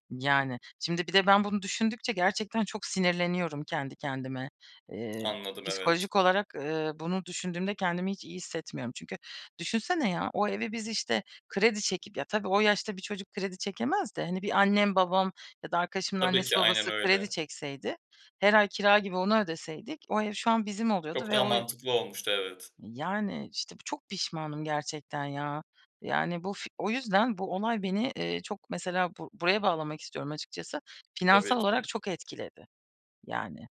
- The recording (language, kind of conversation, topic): Turkish, podcast, Ev almak mı, kiralamak mı daha mantıklı sizce?
- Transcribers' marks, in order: other background noise